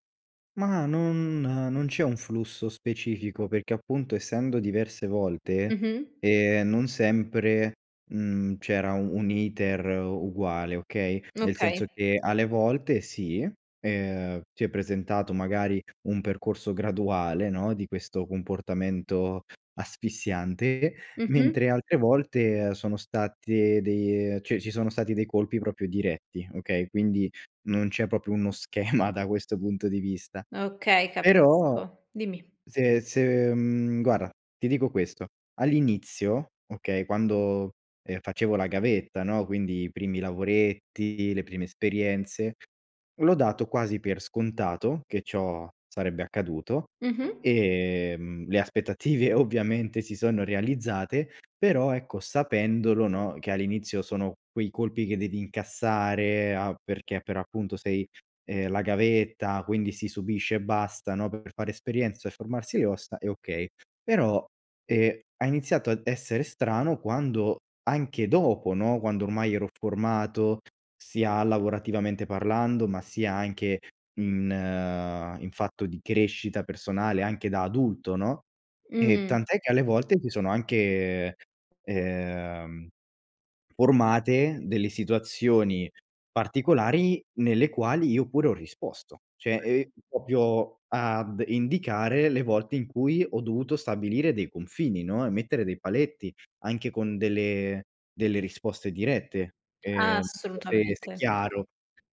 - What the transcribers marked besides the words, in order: "cioè" said as "ceh"; "proprio" said as "propio"; "proprio" said as "propio"; laughing while speaking: "schema"; other background noise; laughing while speaking: "aspettative ovviamente si sono realizzate"; "Cioè" said as "ceh"; "proprio" said as "propio"; unintelligible speech
- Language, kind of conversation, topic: Italian, advice, Come posso stabilire dei confini con un capo o un collega troppo esigente?